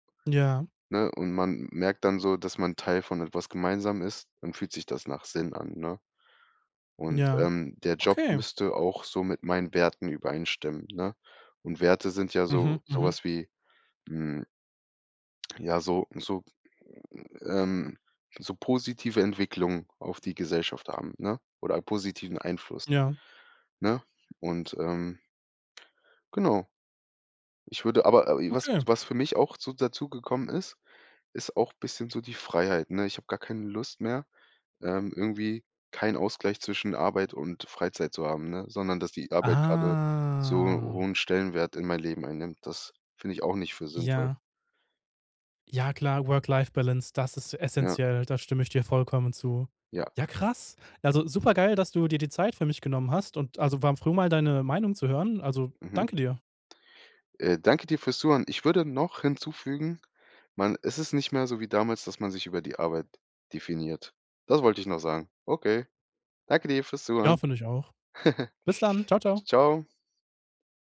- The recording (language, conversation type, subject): German, podcast, Was macht einen Job für dich sinnvoll?
- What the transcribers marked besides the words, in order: other noise; drawn out: "Ah"; other background noise; laugh